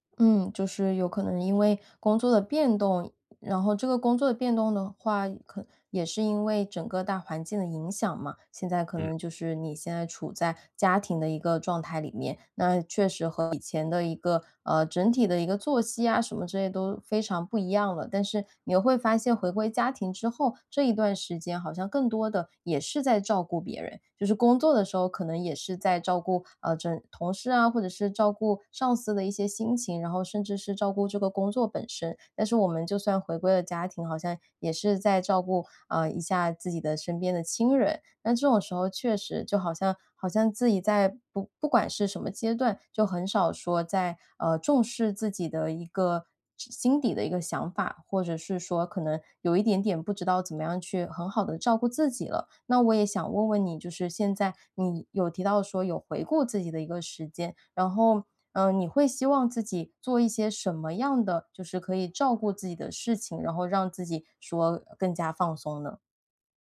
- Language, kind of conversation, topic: Chinese, advice, 我怎样才能把自我关怀变成每天的习惯？
- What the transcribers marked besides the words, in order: none